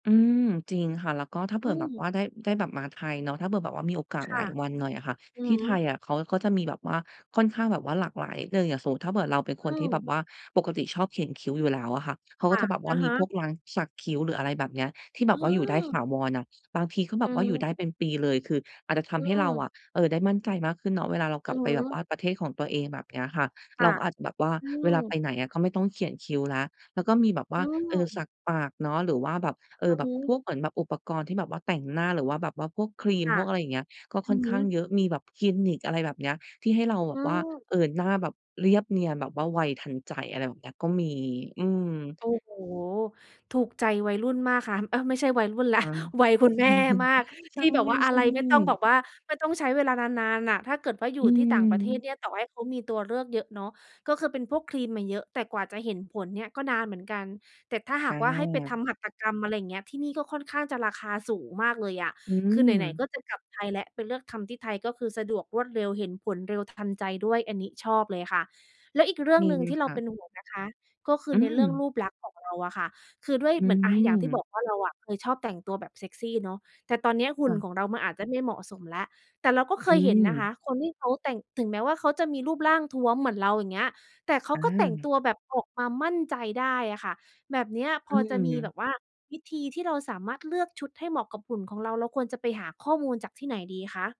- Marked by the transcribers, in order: chuckle
- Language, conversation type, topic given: Thai, advice, จะเริ่มสร้างความมั่นใจเรื่องการแต่งตัวและรูปลักษณ์ได้อย่างไร?